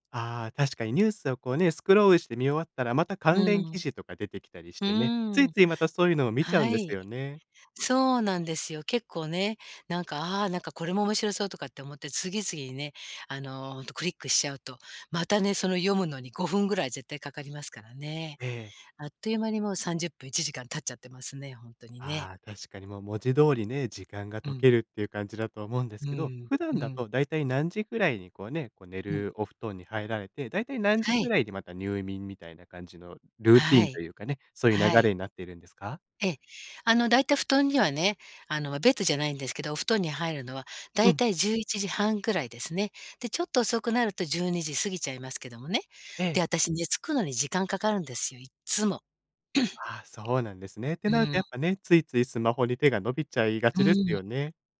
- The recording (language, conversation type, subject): Japanese, advice, 夜にスマホを見てしまって寝付けない習慣をどうすれば変えられますか？
- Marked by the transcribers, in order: throat clearing; tapping